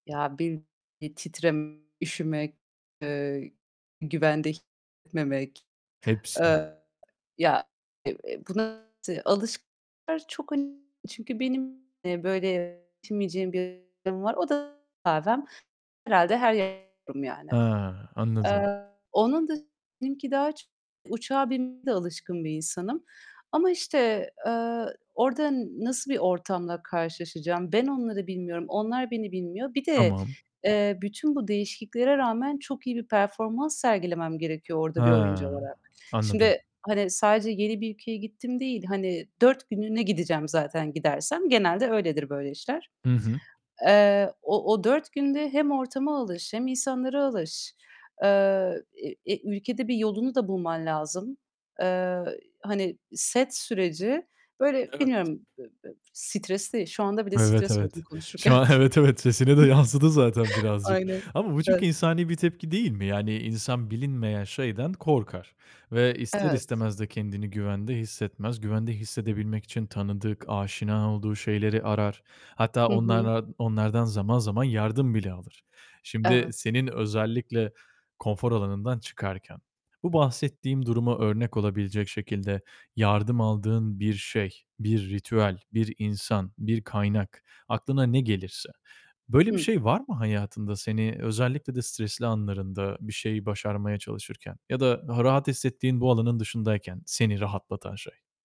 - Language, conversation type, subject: Turkish, podcast, Konfor alanından çıkmaya karar verirken hangi kriterleri göz önünde bulundurursun?
- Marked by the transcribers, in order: distorted speech; tapping; other background noise; laughing while speaking: "Şu an evet, evet, sesine de yansıdı zaten birazcık"; laughing while speaking: "konuşurken"; chuckle; unintelligible speech